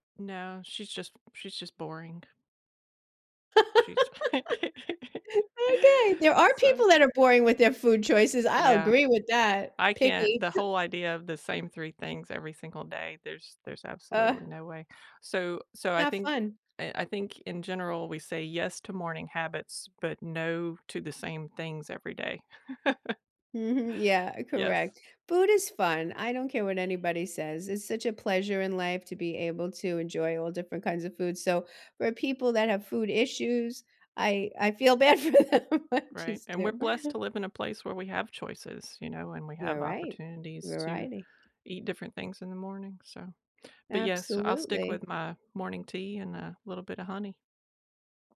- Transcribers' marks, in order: tapping; laugh; joyful: "Okay"; laugh; chuckle; chuckle; other background noise; laughing while speaking: "for them, I just do"
- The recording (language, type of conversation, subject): English, unstructured, What morning habit helps you start your day best?